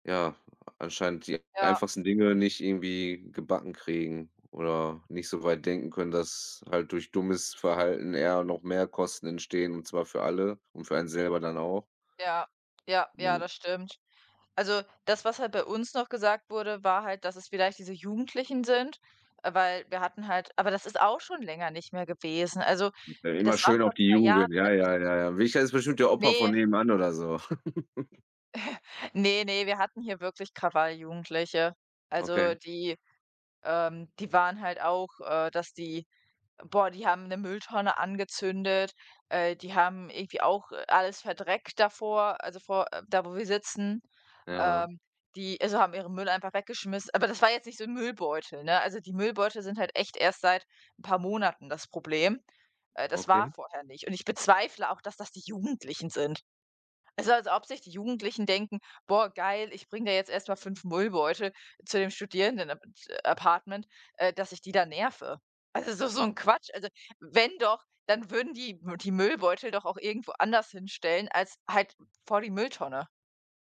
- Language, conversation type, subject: German, unstructured, Sollten Umweltverschmutzer härter bestraft werden?
- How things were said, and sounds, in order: unintelligible speech; unintelligible speech; chuckle; other background noise